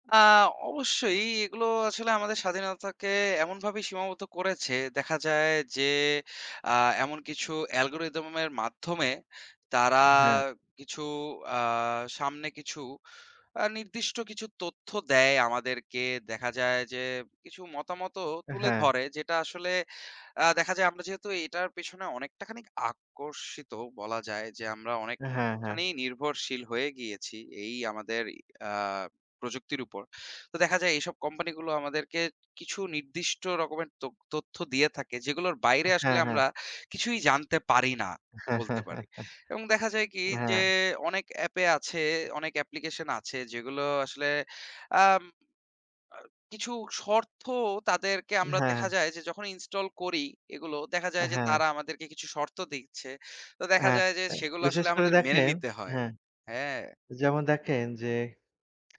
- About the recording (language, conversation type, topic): Bengali, unstructured, আপনি কী মনে করেন, প্রযুক্তি কোম্পানিগুলো কীভাবে আমাদের স্বাধীনতা সীমিত করছে?
- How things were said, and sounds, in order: chuckle